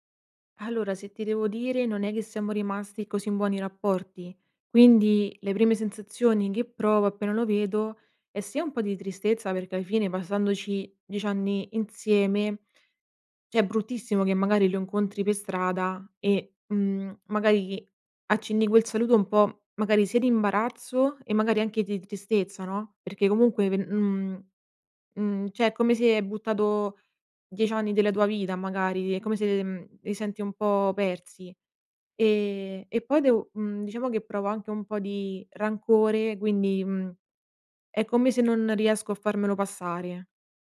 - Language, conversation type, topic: Italian, advice, Dovrei restare amico del mio ex?
- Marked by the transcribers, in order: other background noise; "cioè" said as "ceh"; "cioè" said as "ceh"